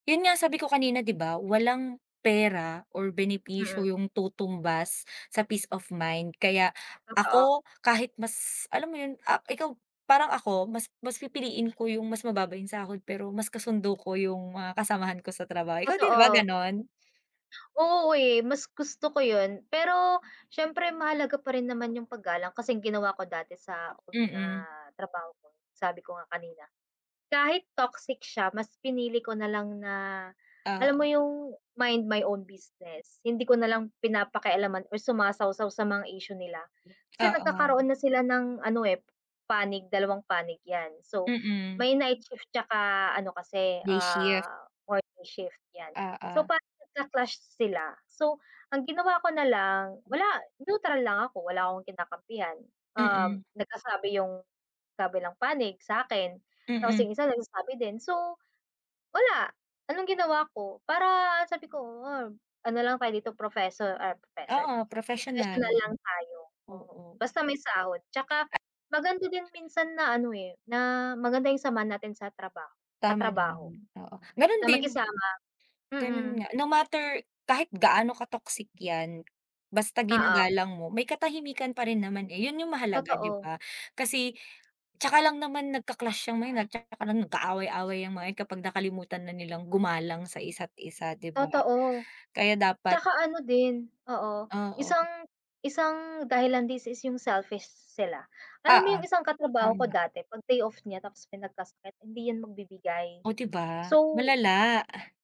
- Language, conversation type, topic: Filipino, unstructured, Ano-anong mga bagay ang mahalaga sa pagpili ng trabaho?
- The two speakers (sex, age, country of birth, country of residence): female, 25-29, Philippines, Philippines; female, 25-29, Philippines, Philippines
- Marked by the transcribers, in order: other background noise; in English: "mind my own business"